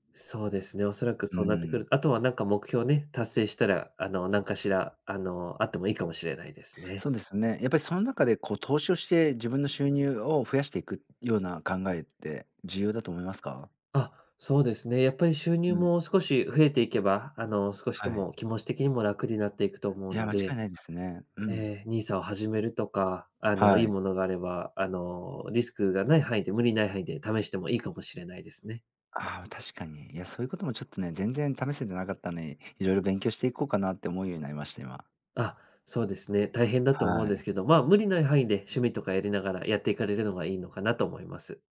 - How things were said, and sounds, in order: none
- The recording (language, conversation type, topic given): Japanese, advice, 貯金する習慣や予算を立てる習慣が身につかないのですが、どうすれば続けられますか？